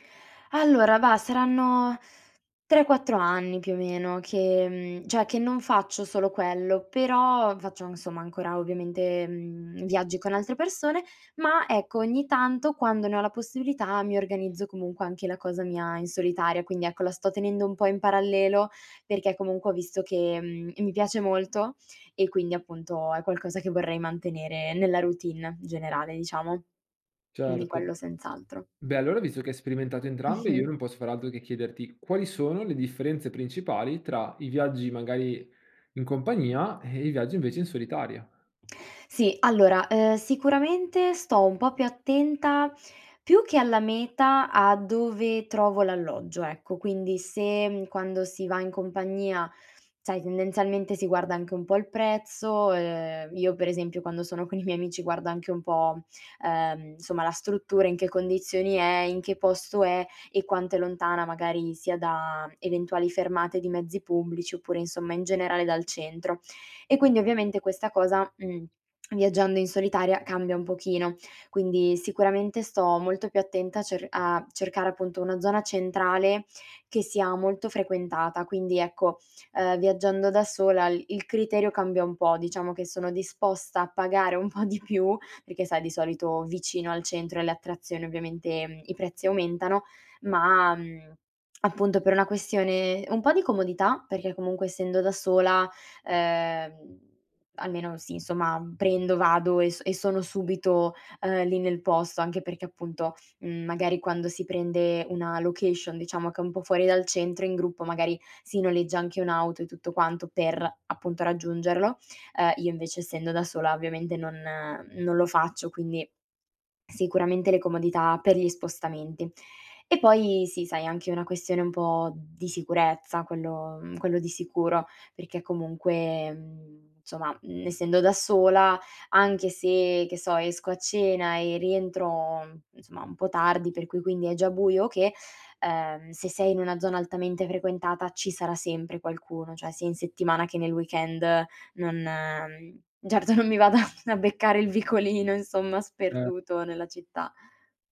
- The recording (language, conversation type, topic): Italian, podcast, Come ti prepari prima di un viaggio in solitaria?
- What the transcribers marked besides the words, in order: "cioè" said as "ceh"; laughing while speaking: "un po' di più"; "cioè" said as "ceh"; laughing while speaking: "certo non mi vada a beccare il vicolino, insomma"